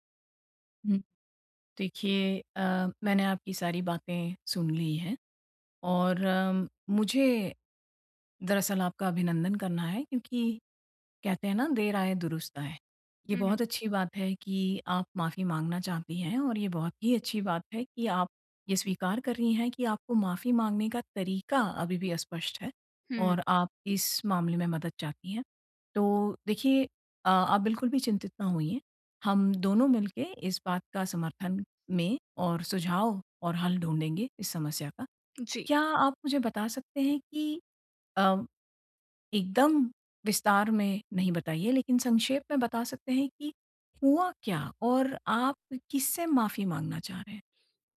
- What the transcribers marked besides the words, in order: tapping
- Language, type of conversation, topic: Hindi, advice, मैंने किसी को चोट पहुँचाई है—मैं सच्ची माफी कैसे माँगूँ और अपनी जिम्मेदारी कैसे स्वीकार करूँ?